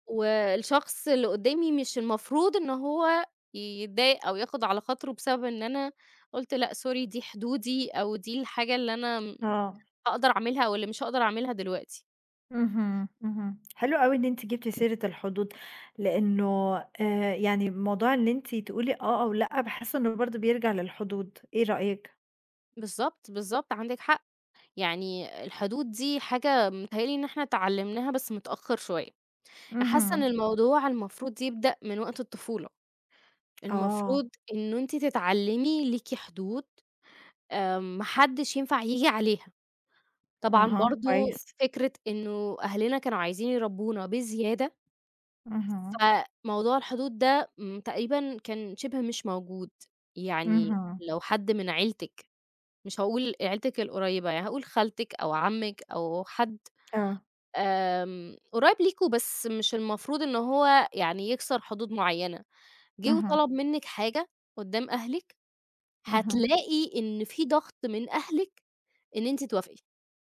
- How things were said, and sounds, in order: in English: "sorry"; other background noise
- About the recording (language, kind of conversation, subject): Arabic, podcast, إزاي بتعرف إمتى تقول أيوه وإمتى تقول لأ؟